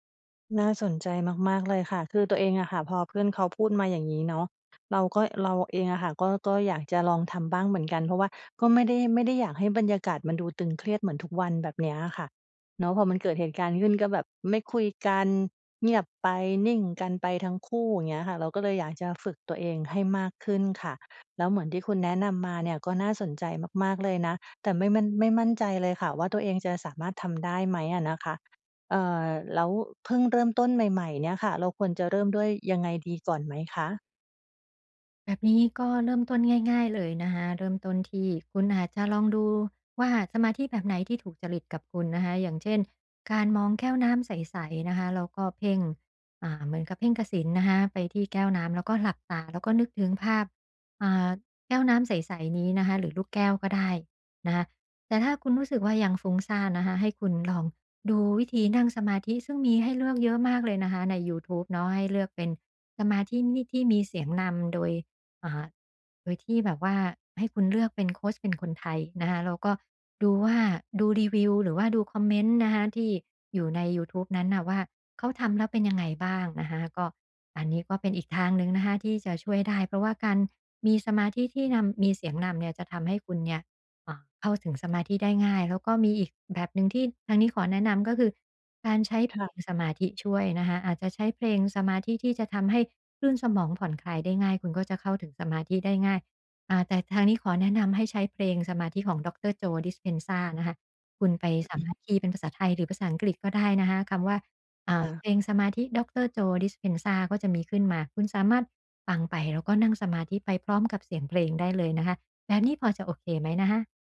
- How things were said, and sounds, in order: other background noise; tapping
- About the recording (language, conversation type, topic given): Thai, advice, ฉันจะใช้การหายใจเพื่อลดความตึงเครียดได้อย่างไร?